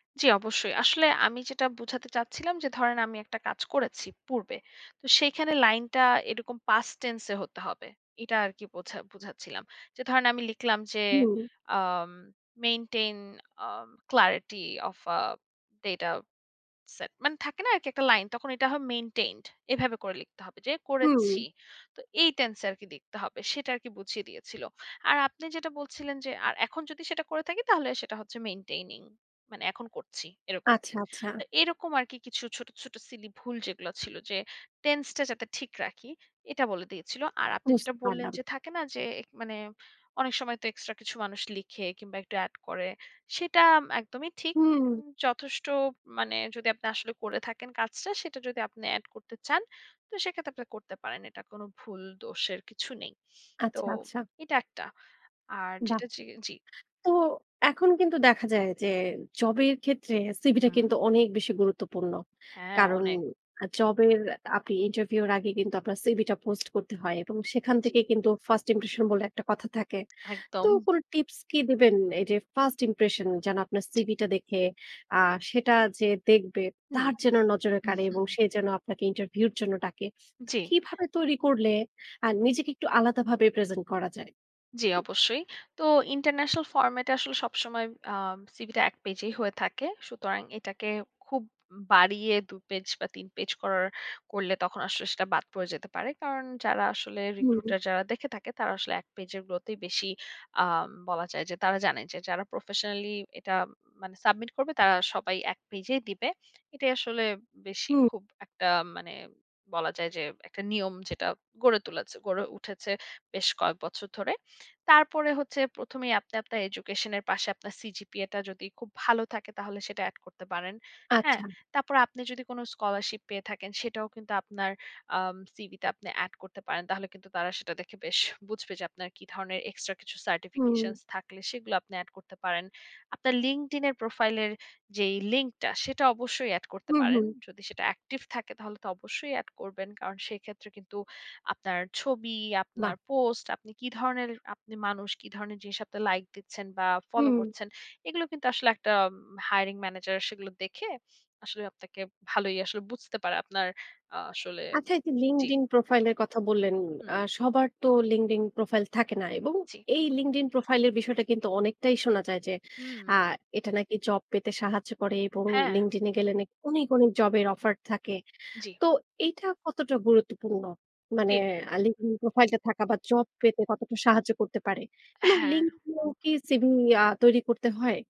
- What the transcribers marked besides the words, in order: in English: "past tense"; in English: "um maintain um clarity of a data set"; "সেটা" said as "সেটাম"; in English: "first impression"; in English: "first impression"; chuckle; tapping; in English: "recruiter"; in English: "certifications"; in English: "hiring manager"
- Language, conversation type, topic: Bengali, podcast, সিভি লেখার সময় সবচেয়ে বেশি কোন বিষয়টিতে নজর দেওয়া উচিত?